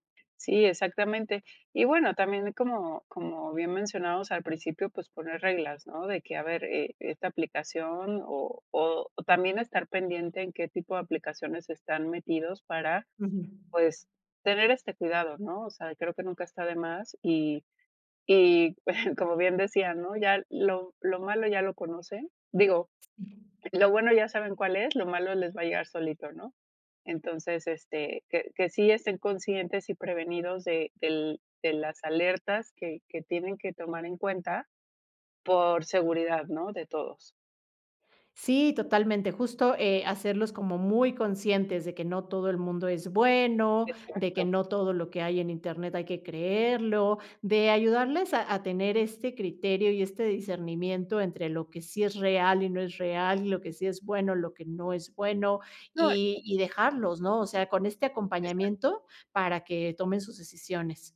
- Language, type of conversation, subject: Spanish, podcast, ¿Cómo controlas el uso de pantallas con niños en casa?
- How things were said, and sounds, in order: tapping; other background noise